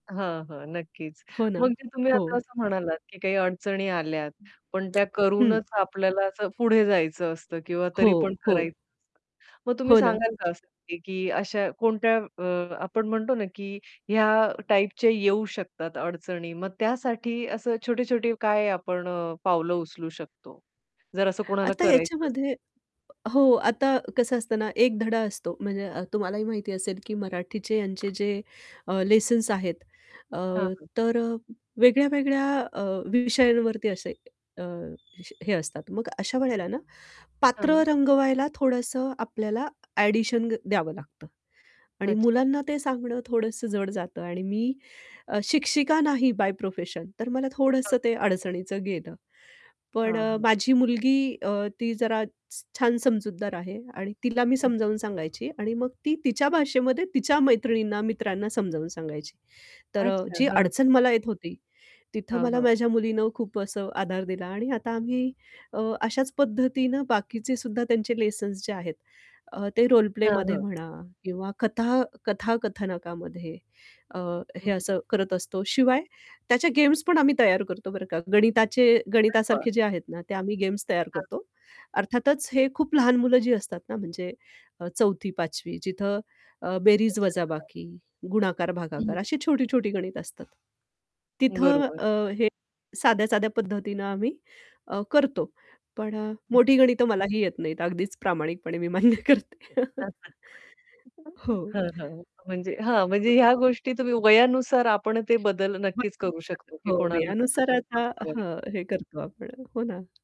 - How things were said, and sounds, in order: distorted speech; tapping; other background noise; in English: "लेसन्स"; static; in English: "लेसन्स"; in English: "रोल प्लेमध्ये"; unintelligible speech; unintelligible speech; unintelligible speech; mechanical hum; laughing while speaking: "मी मान्य करते"; chuckle; unintelligible speech; unintelligible speech; unintelligible speech
- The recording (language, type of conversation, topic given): Marathi, podcast, तुम्ही शिकणे मजेदार कसे बनवता?